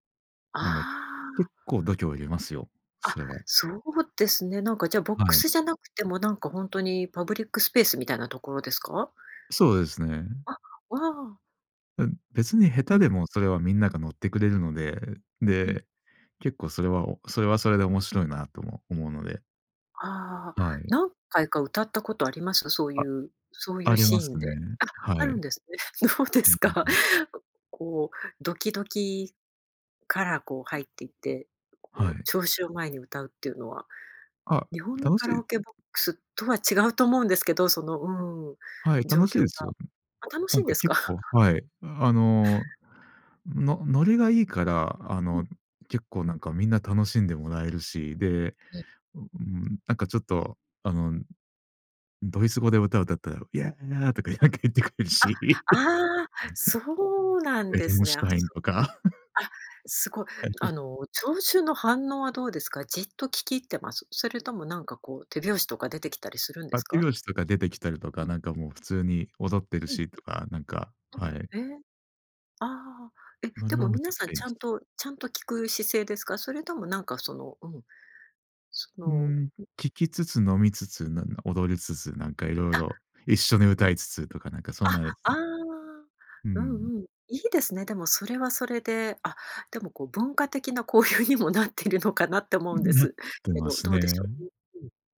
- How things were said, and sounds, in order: laughing while speaking: "どうですか"; other background noise; tapping; laughing while speaking: "楽しいんですか？"; laughing while speaking: "なんか言ってくれるし"; laugh; laughing while speaking: "交流にもなっているのかなって思うんです"
- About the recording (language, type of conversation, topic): Japanese, podcast, カラオケで歌う楽しさはどこにあるのでしょうか？